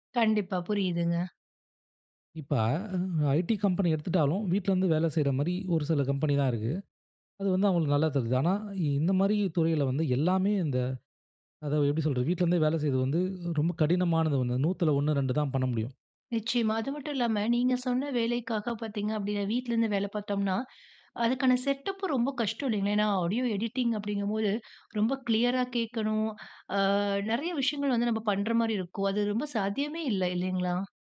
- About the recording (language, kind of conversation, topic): Tamil, podcast, பணியில் தோல்வி ஏற்பட்டால் உங்கள் அடையாளம் பாதிக்கப்படுமா?
- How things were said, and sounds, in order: other background noise; in English: "செட்டப்பு"; in English: "ஆடியோ எடிட்டிங்"